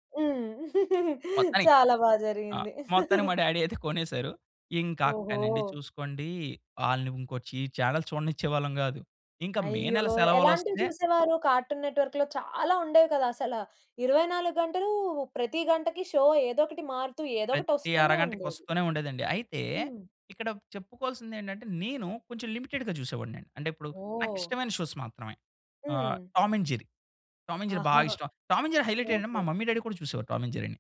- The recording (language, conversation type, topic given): Telugu, podcast, చిన్నప్పుడు మీకు ఇష్టమైన టెలివిజన్ కార్యక్రమం ఏది?
- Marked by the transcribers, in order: laughing while speaking: "చాలా బా జరిగింది"; in English: "డ్యాడీ"; in English: "షో"; in English: "లిమిటెడ్‌గా"; in English: "షోస్"; in English: "మమ్మీ డ్యాడీ"